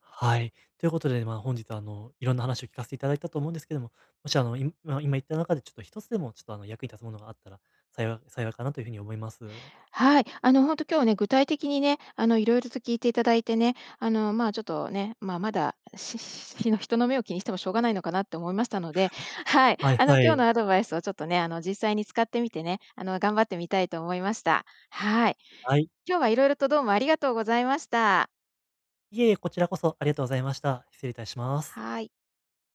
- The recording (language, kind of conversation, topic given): Japanese, advice, 他人の評価を気にしすぎない練習
- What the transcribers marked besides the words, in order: none